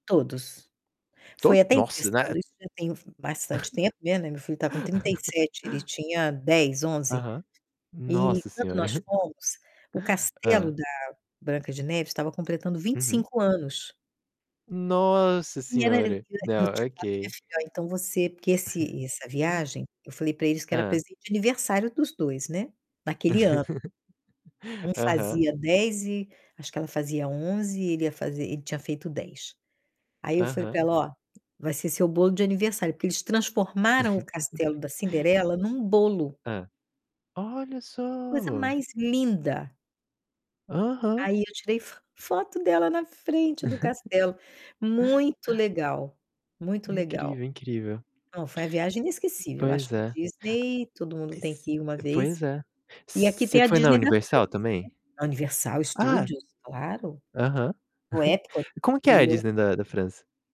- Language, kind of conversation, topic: Portuguese, unstructured, Qual foi uma viagem inesquecível que você fez com a sua família?
- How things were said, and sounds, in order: distorted speech; laugh; tapping; chuckle; static; chuckle; laugh; laugh; chuckle; other background noise; chuckle; unintelligible speech